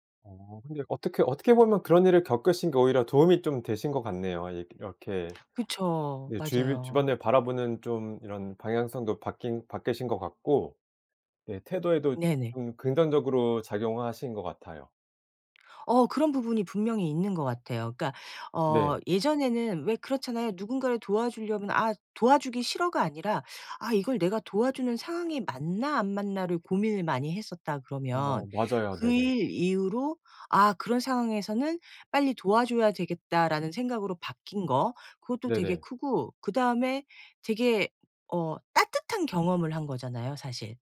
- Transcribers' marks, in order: other background noise
- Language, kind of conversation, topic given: Korean, podcast, 위기에서 누군가 도와준 일이 있었나요?